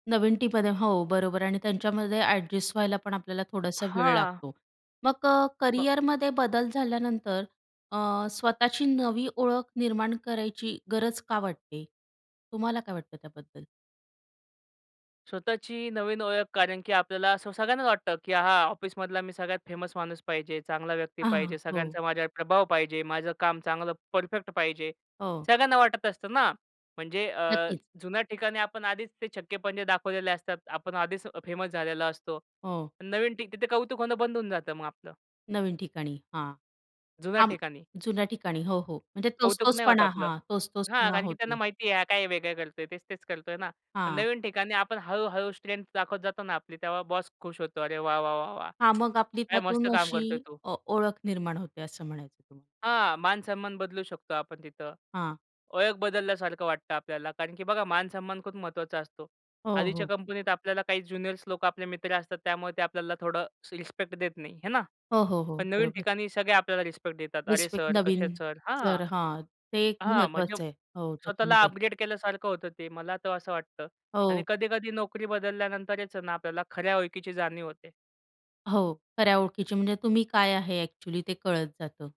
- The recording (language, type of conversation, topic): Marathi, podcast, नोकरी बदलल्यानंतर तुमची ओळख बदलते का?
- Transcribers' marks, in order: in English: "टीममध्ये"; in English: "फेमस"; tapping; in English: "फेमस"; tongue click